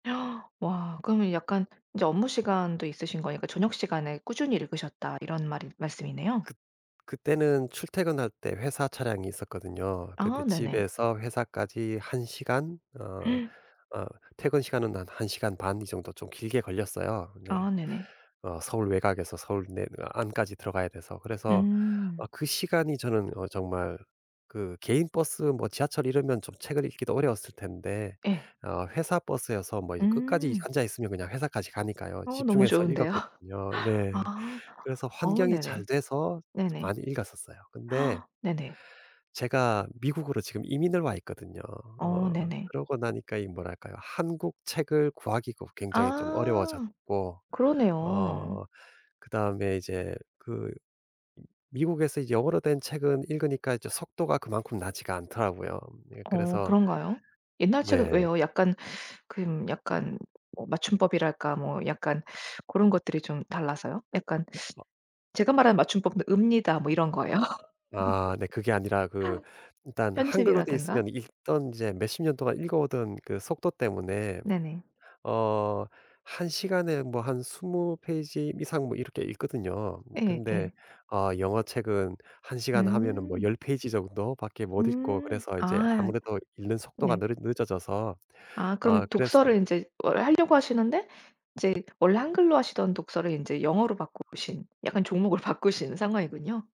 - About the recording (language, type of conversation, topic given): Korean, advice, 왜 초반 열정이 오래가지 않을까요?
- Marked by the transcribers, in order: gasp; other background noise; gasp; tapping; laugh; gasp; laugh; laughing while speaking: "종목을 바꾸신"